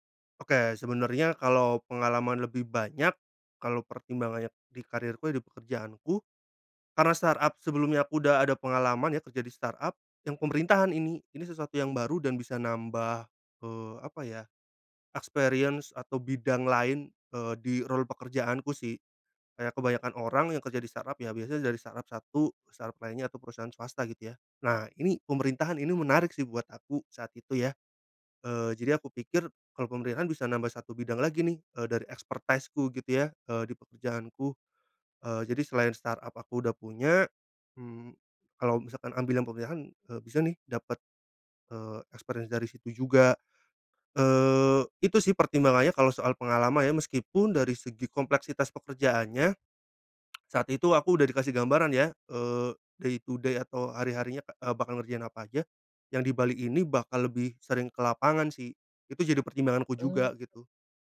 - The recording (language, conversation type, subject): Indonesian, podcast, Bagaimana kamu menggunakan intuisi untuk memilih karier atau menentukan arah hidup?
- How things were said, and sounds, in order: in English: "startup"; in English: "startup"; in English: "experience"; in English: "startup"; in English: "startup"; in English: "startup"; in English: "expertise-ku"; in English: "startup"; in English: "experience"; lip smack; in English: "day to day"